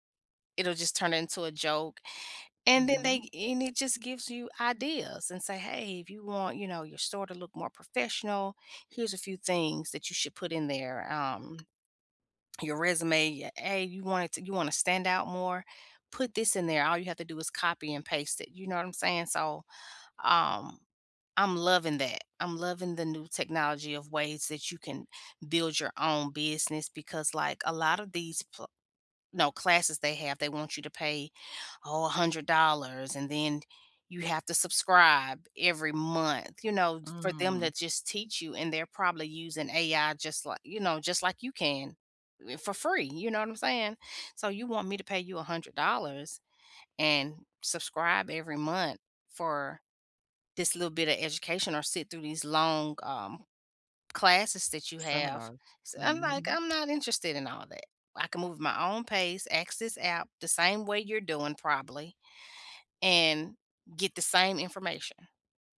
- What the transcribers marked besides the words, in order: tapping
- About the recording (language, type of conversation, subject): English, unstructured, How does technology shape your daily habits and help you feel more connected?
- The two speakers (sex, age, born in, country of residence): female, 40-44, United States, United States; female, 70-74, United States, United States